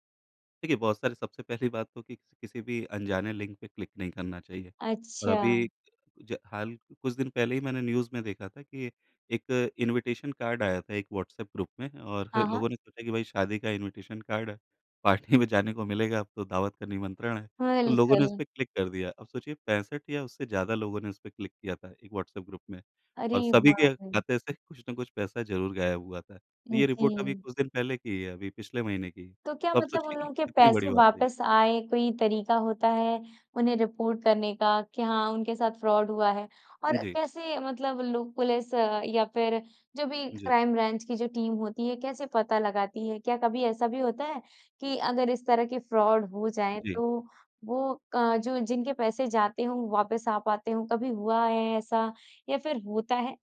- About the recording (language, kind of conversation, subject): Hindi, podcast, आप डिजिटल भुगतानों के बारे में क्या सोचते हैं?
- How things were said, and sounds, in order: in English: "न्यूज़"; in English: "इनविटेशन कार्ड"; in English: "ग्रुप"; laughing while speaking: "और"; in English: "इनविटेशन कार्ड"; laughing while speaking: "पार्टी"; in English: "पार्टी"; in English: "ग्रुप"; laughing while speaking: "से"; in English: "फ्रॉड"; in English: "क्राइम ब्रांच"; in English: "टीम"; in English: "फ्रॉड"